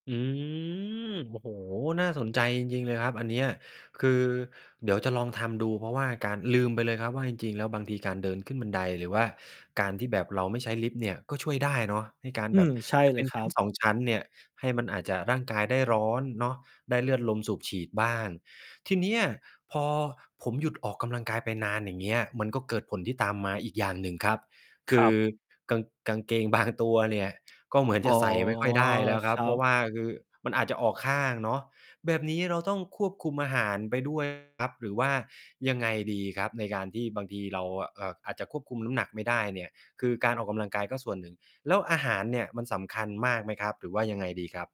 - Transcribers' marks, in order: distorted speech; laughing while speaking: "บาง"; tapping
- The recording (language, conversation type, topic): Thai, advice, ฉันจะหาเวลาออกกำลังกายได้อย่างไรในเมื่อมีภาระงานและครอบครัว?